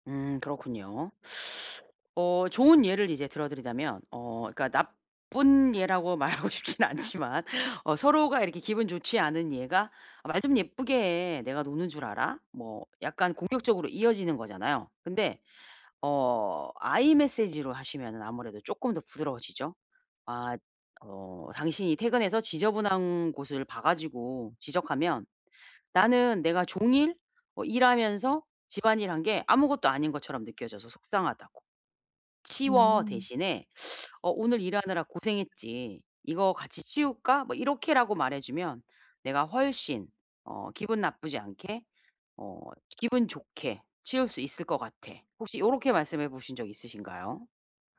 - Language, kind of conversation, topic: Korean, advice, 비판을 개인적 공격으로 받아들이지 않으려면 어떻게 해야 하나요?
- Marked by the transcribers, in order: teeth sucking; laughing while speaking: "말하고 싶진 않지만"; in English: "I Message로"; teeth sucking